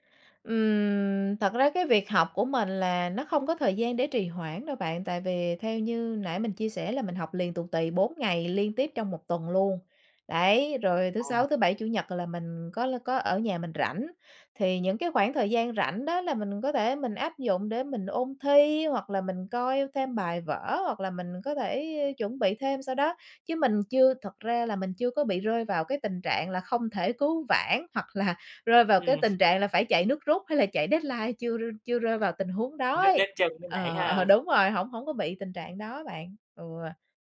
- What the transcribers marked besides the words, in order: tapping; laughing while speaking: "là"; chuckle; laughing while speaking: "hay là chạy"; in English: "deadline"; laughing while speaking: "ờ"; other background noise
- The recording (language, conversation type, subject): Vietnamese, podcast, Bạn quản lý thời gian học như thế nào?